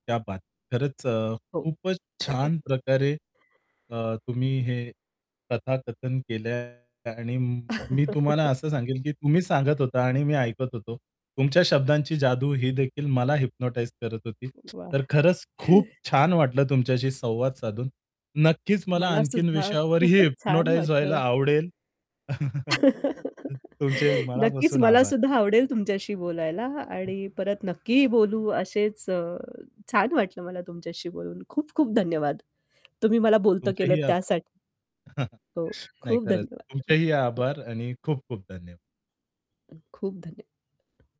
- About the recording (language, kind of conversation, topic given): Marathi, podcast, कथा सांगण्याची तुमची आवड कशी निर्माण झाली?
- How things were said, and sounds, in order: in Hindi: "क्या बात!"; chuckle; tapping; other background noise; distorted speech; static; laugh; in English: "हिप्नोटाईझ"; chuckle; in English: "हिप्नोटाईझ"; laugh; chuckle; chuckle